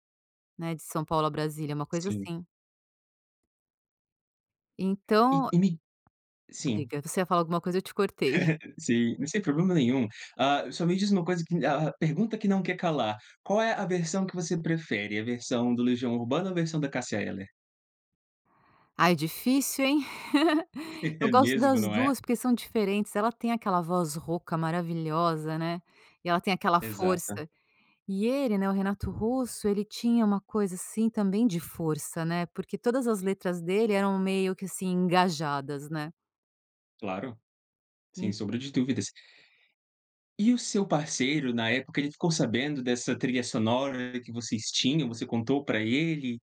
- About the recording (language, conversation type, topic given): Portuguese, podcast, Tem alguma música que te lembra o seu primeiro amor?
- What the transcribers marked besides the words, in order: chuckle; chuckle